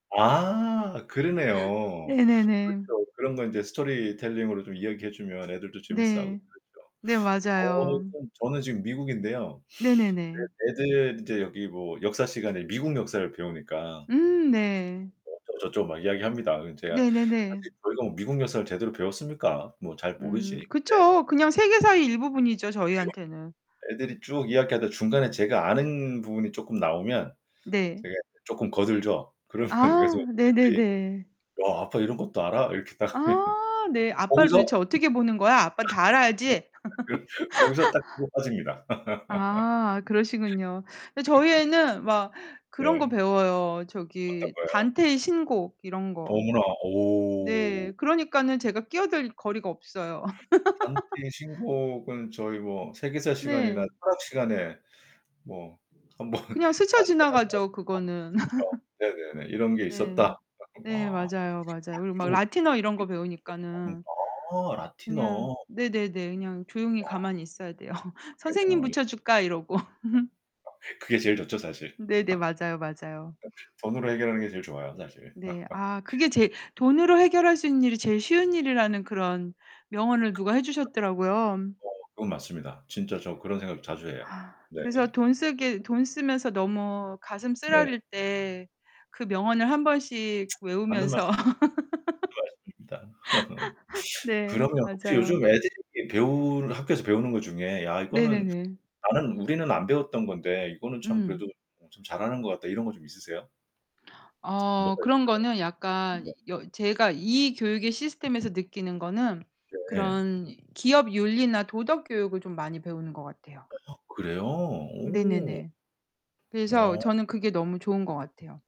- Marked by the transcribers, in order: other background noise; distorted speech; tapping; laughing while speaking: "그러면"; laughing while speaking: "하면"; laugh; laugh; laugh; laugh; unintelligible speech; unintelligible speech; laughing while speaking: "돼요"; unintelligible speech; laugh; laugh; laugh
- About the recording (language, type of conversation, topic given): Korean, unstructured, 학교에서 배운 내용은 실제 생활에 어떻게 도움이 되나요?